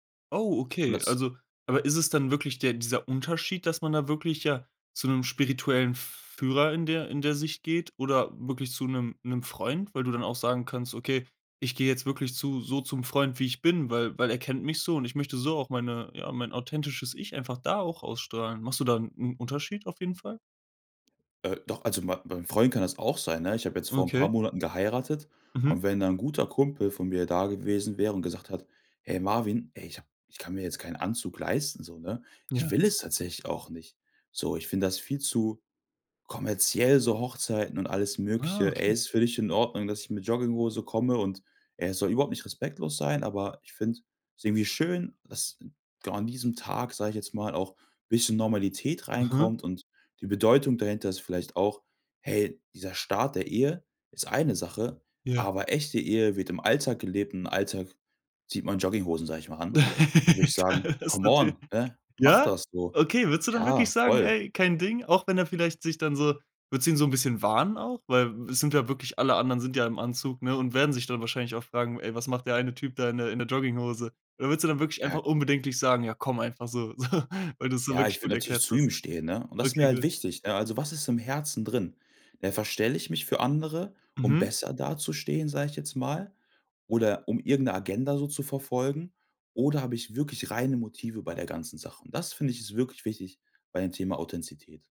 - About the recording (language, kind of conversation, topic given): German, podcast, Was bedeutet es für dich, authentisch zu sein?
- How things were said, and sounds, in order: surprised: "Oh, okay"; stressed: "will"; laugh; laughing while speaking: "Das ist natürlich"; in English: "Come on"; laughing while speaking: "so"